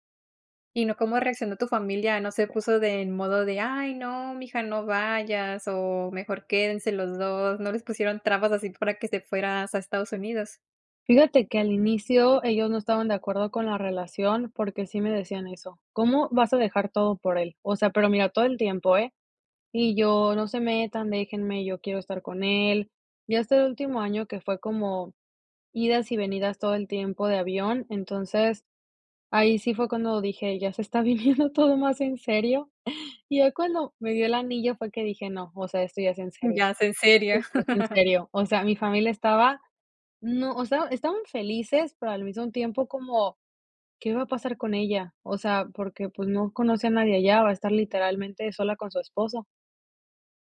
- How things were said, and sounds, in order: other noise; chuckle; chuckle; other background noise
- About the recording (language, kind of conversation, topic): Spanish, podcast, ¿cómo saliste de tu zona de confort?